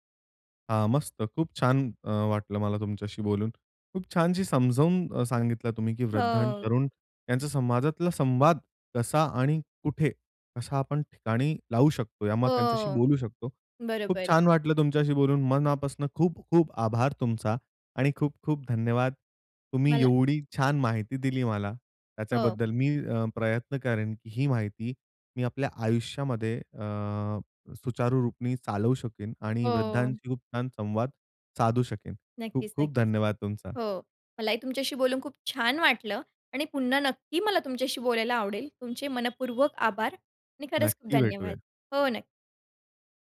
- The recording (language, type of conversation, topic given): Marathi, podcast, वृद्ध आणि तरुण यांचा समाजातील संवाद तुमच्या ठिकाणी कसा असतो?
- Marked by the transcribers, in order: horn